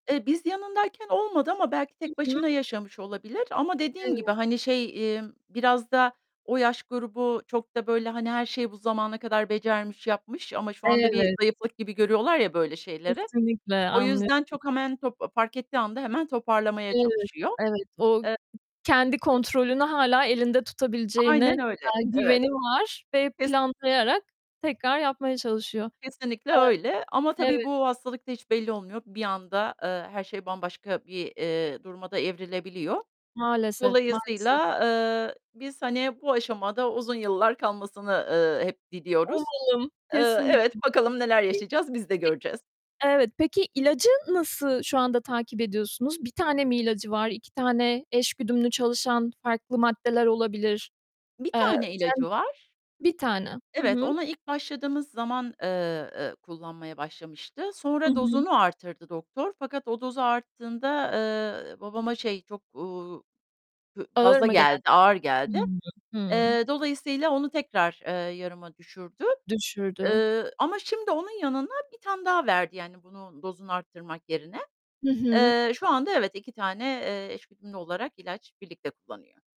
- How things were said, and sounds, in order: other background noise; static; tapping; distorted speech
- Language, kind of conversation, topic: Turkish, podcast, İleri yaştaki aile üyelerinin bakımını nasıl planlarsınız?